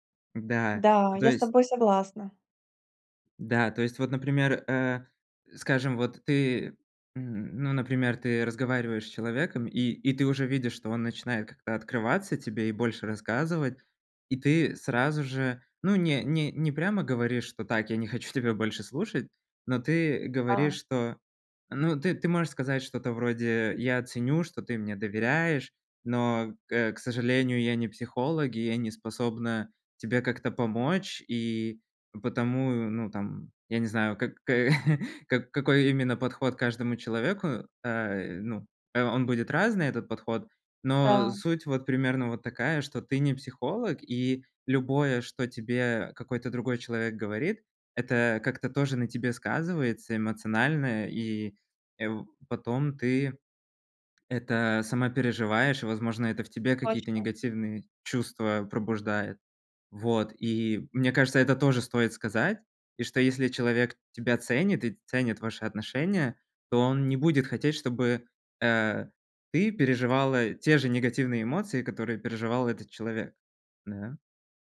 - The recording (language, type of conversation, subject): Russian, advice, Как мне повысить самооценку и укрепить личные границы?
- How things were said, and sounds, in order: laughing while speaking: "хочу"; chuckle